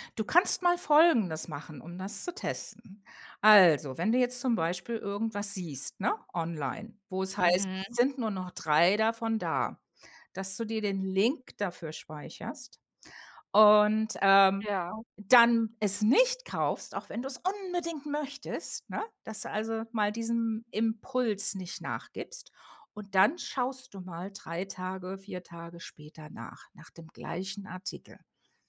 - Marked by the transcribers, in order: stressed: "nicht"; stressed: "unbedingt"
- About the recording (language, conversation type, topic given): German, advice, Wie sprengen Impulskäufe und Online-Shopping dein Budget?